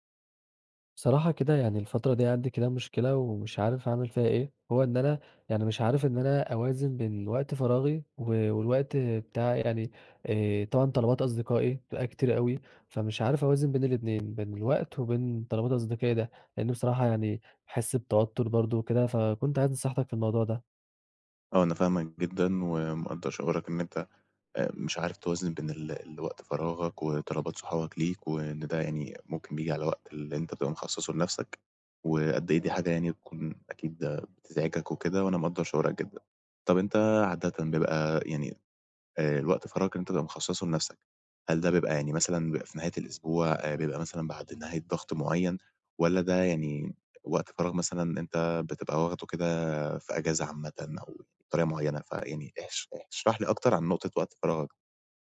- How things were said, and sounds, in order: tapping; other background noise
- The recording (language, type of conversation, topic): Arabic, advice, إزاي أوازن بين وقت فراغي وطلبات أصحابي من غير توتر؟